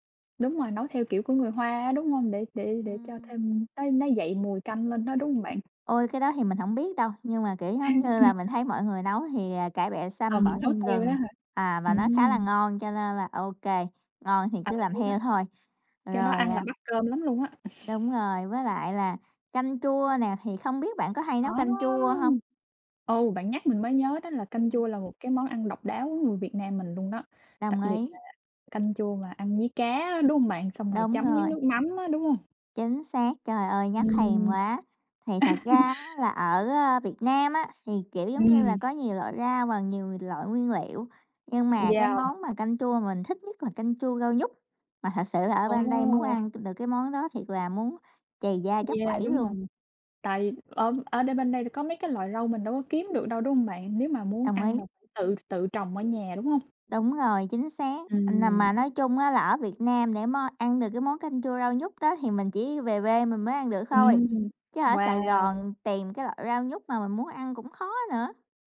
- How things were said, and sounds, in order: laugh; chuckle; laugh; tapping
- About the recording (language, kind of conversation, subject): Vietnamese, unstructured, Bạn có bí quyết nào để nấu canh ngon không?